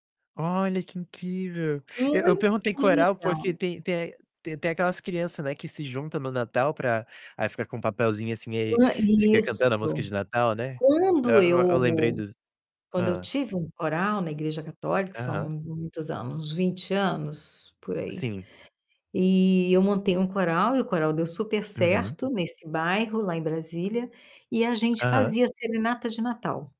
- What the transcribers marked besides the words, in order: distorted speech; tapping
- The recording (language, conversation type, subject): Portuguese, unstructured, Como você costuma passar o tempo com sua família?